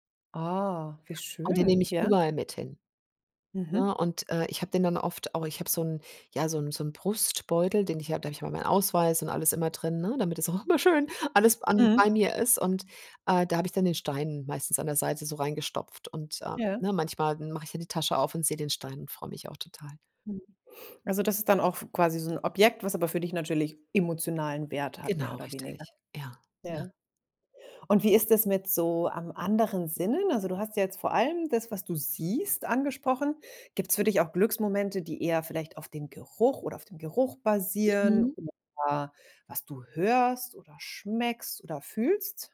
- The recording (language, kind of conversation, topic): German, podcast, Wie findest du kleine Glücksmomente im Alltag?
- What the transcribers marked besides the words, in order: put-on voice: "immer schön"